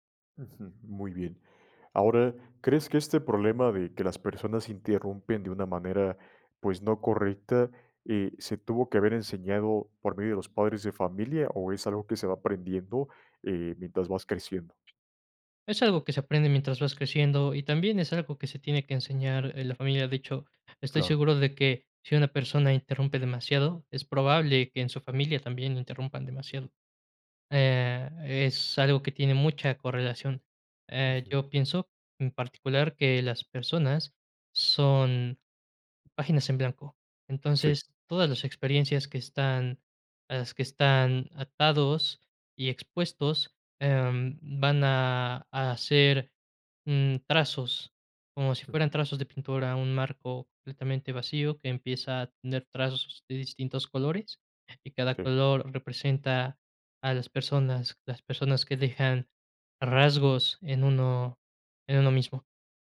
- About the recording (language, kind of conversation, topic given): Spanish, podcast, ¿Cómo lidias con alguien que te interrumpe constantemente?
- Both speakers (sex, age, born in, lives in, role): male, 20-24, Mexico, Mexico, guest; male, 25-29, Mexico, Mexico, host
- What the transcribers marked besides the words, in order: "interrumpen" said as "intierrumpen"; other background noise